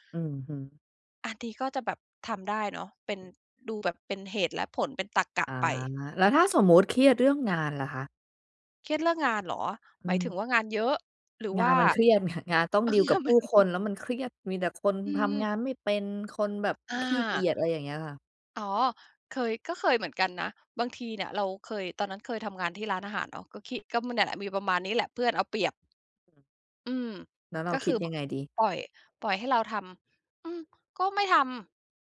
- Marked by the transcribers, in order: laugh; unintelligible speech; laughing while speaking: "มัน"
- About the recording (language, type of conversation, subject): Thai, podcast, ช่วยบอกวิธีง่ายๆ ที่ทุกคนทำได้เพื่อให้สุขภาพจิตดีขึ้นหน่อยได้ไหม?